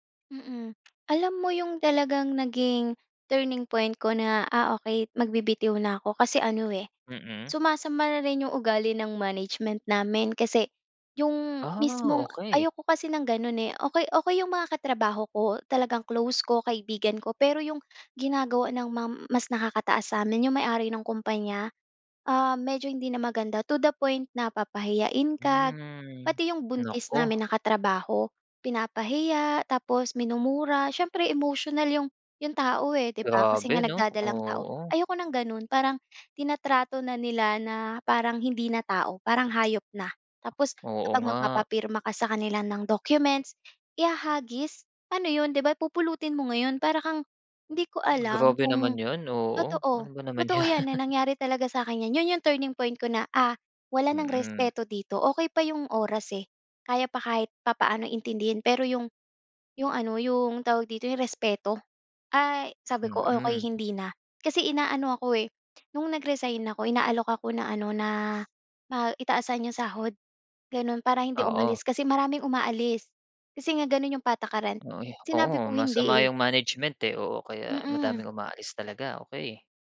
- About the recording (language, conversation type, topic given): Filipino, podcast, Ano ang pinakamahirap sa pagbabalansi ng trabaho at relasyon?
- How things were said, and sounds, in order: tapping; in English: "turning point"; in English: "management"; in English: "to the point"; other background noise; in English: "documents"; lip smack; chuckle; in English: "turning point"; in English: "management"